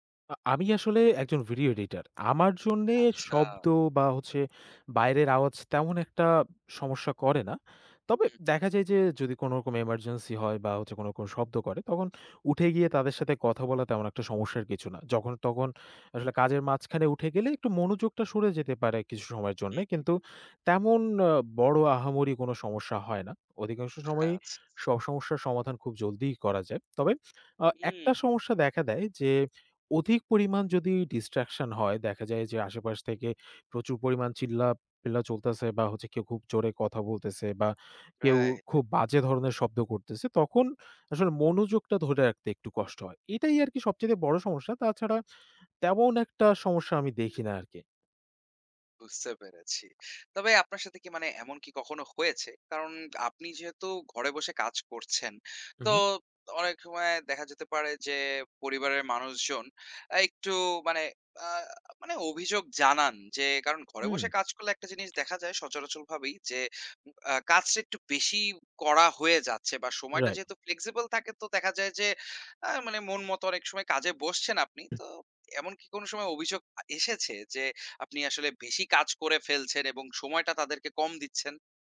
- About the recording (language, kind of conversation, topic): Bengali, podcast, কাজ ও ব্যক্তিগত জীবনের ভারসাম্য বজায় রাখতে আপনি কী করেন?
- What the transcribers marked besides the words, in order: tapping; lip smack; "তখন" said as "তগন"; other noise; "আচ্ছা" said as "আচ্ছাছা"; in English: "distraction"; "আরকি" said as "আরকে"; in English: "flexible"; other background noise